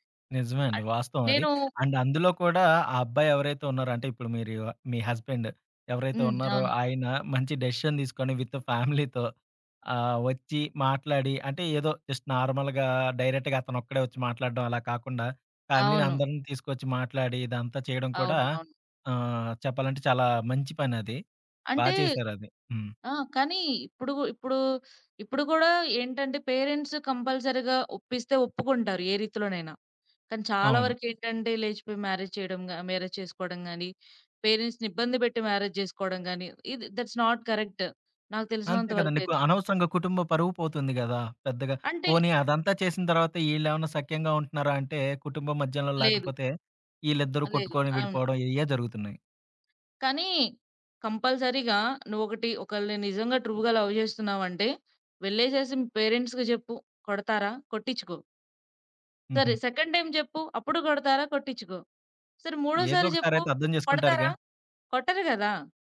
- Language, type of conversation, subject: Telugu, podcast, మీరు కుటుంబంతో ఎదుర్కొన్న సంఘటనల నుంచి నేర్చుకున్న మంచి పాఠాలు ఏమిటి?
- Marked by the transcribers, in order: in English: "అండ్"; in English: "హస్బెండ్"; in English: "డిసిషన్"; in English: "విత్ ఫ్యామిలీ‌తో"; chuckle; in English: "జస్ట్ నార్మల్‌గా, డైరెక్ట్‌గా"; in English: "ఫ్యామిలీ‌ని"; in English: "పేరెంట్స్ కంపల్సరీగా"; in English: "మ్యారేజ్"; in English: "మ్యారేజ్"; in English: "పేరెంట్స్‌ని"; in English: "మ్యారేజ్"; in English: "దట్స్ నాట్ కరెక్ట్"; other background noise; in English: "కంపల్సరీగా"; in English: "ట్రూగా లవ్"; in English: "పేరెంట్స్‌కి"; in English: "సెకండ్ టైమ్"